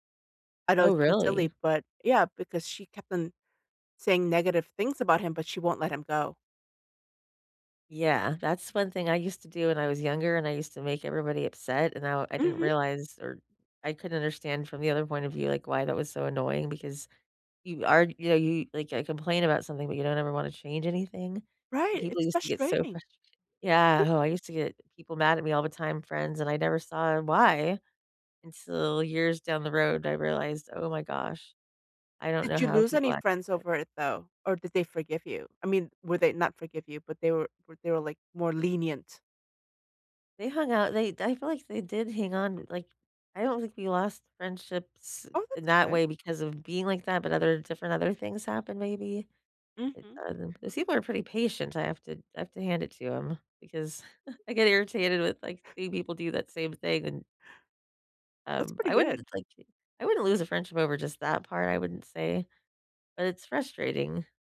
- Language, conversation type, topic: English, unstructured, How do I know when it's time to end my relationship?
- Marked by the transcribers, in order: other background noise; other noise; unintelligible speech; unintelligible speech; chuckle; tapping